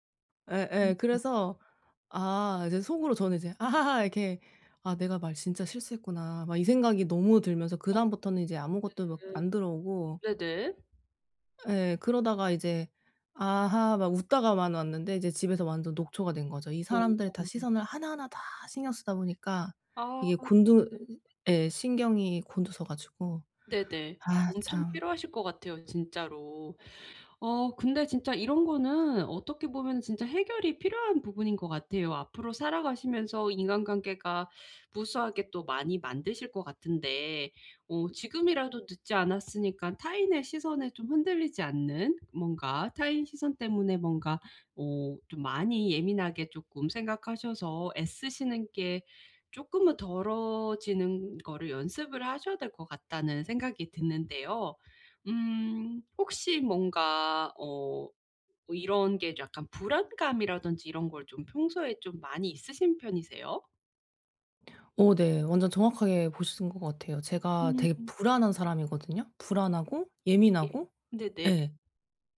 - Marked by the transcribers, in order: laughing while speaking: "아하하"; tapping; other background noise
- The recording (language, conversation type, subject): Korean, advice, 다른 사람의 시선에 흔들리지 않고 제 모습을 지키려면 어떻게 해야 하나요?